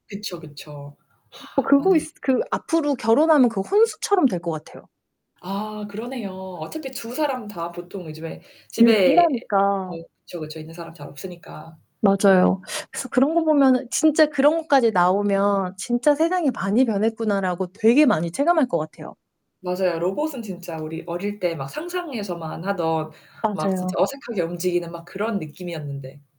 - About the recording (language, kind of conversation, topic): Korean, unstructured, 기술 발전이 우리의 일상에 어떤 긍정적인 영향을 미칠까요?
- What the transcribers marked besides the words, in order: gasp; sigh; distorted speech